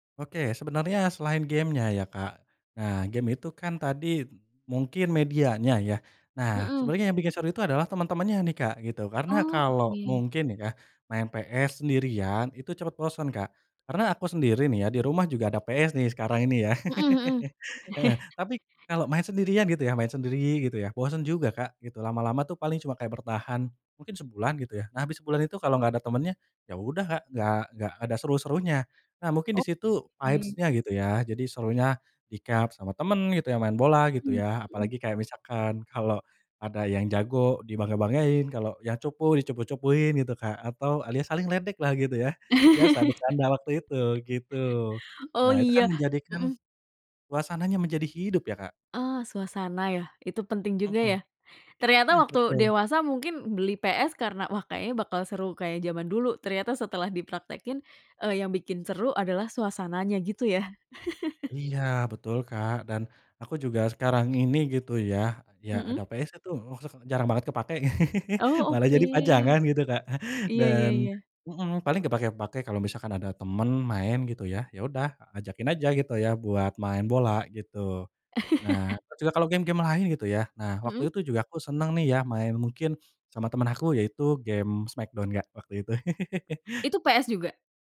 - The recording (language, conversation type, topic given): Indonesian, podcast, Apa kenangan paling seru saat bermain gim arkade atau PlayStation di masa lalu?
- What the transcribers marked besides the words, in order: tapping; chuckle; in English: "vibes-nya"; other background noise; laugh; chuckle; unintelligible speech; chuckle; chuckle; chuckle